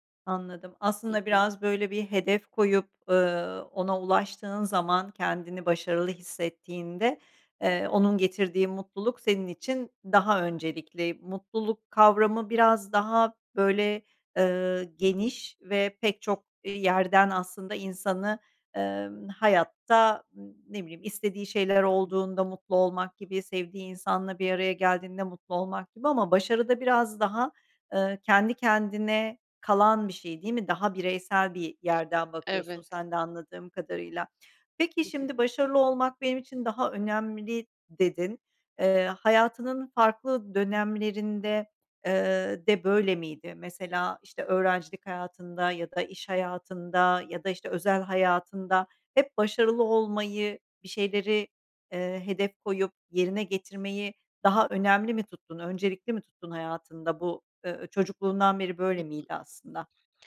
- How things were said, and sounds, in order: other background noise; unintelligible speech
- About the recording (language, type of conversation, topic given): Turkish, podcast, Senin için mutlu olmak mı yoksa başarılı olmak mı daha önemli?